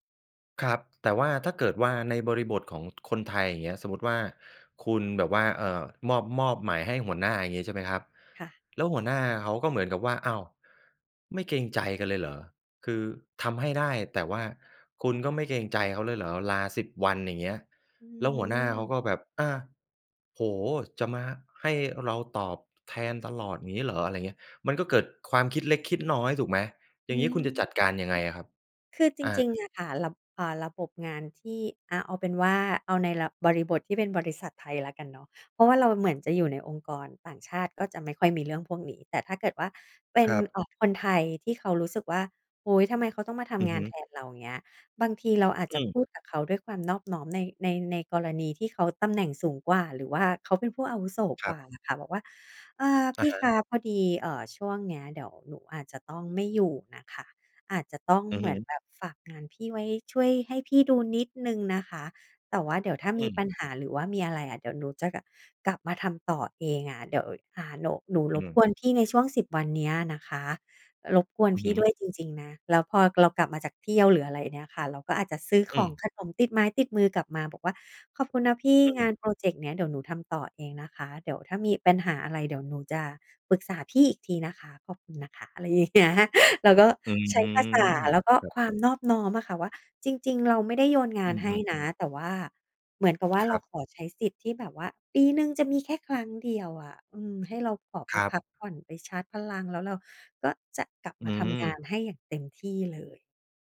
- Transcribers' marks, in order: other noise; laughing while speaking: "อย่างเงี้ย"
- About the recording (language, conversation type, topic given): Thai, podcast, คิดอย่างไรกับการพักร้อนที่ไม่เช็กเมล?